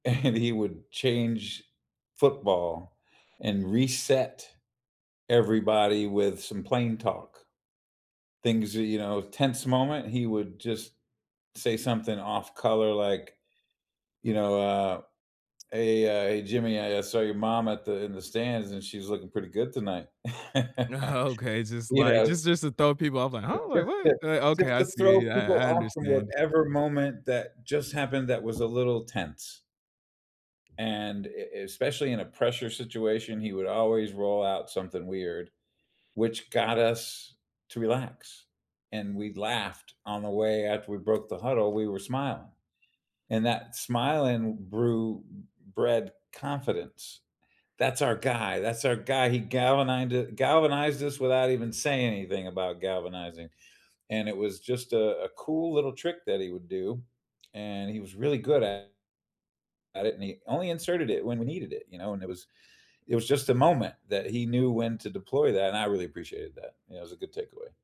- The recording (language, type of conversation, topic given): English, unstructured, How should a captain mediate a disagreement between teammates during a close game?
- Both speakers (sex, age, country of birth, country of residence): male, 30-34, United States, United States; male, 55-59, United States, United States
- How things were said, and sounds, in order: laughing while speaking: "And"; laugh; chuckle; other background noise; "galvanized u" said as "galvanined"